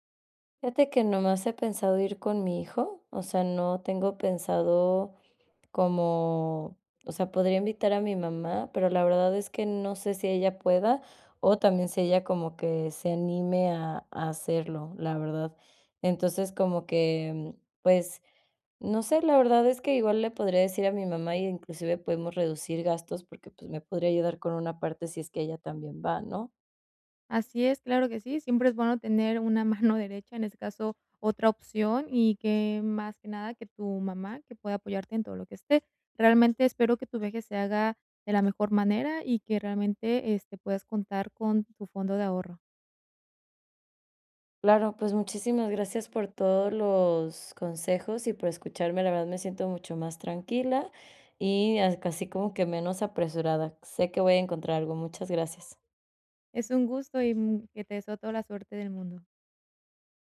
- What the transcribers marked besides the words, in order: other background noise; laughing while speaking: "mano"; tapping
- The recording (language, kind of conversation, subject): Spanish, advice, ¿Cómo puedo disfrutar de unas vacaciones con poco dinero y poco tiempo?